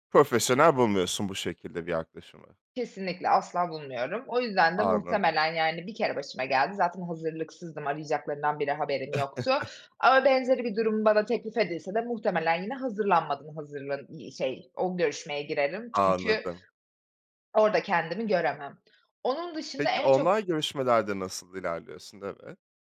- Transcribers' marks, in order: chuckle
- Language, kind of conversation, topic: Turkish, podcast, İş görüşmesine hazırlanırken neler yaparsın?